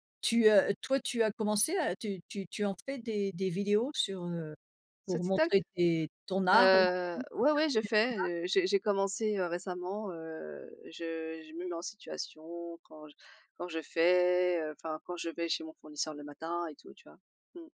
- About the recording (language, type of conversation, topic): French, unstructured, Pourquoi certains artistes reçoivent-ils plus d’attention que d’autres ?
- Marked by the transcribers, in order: unintelligible speech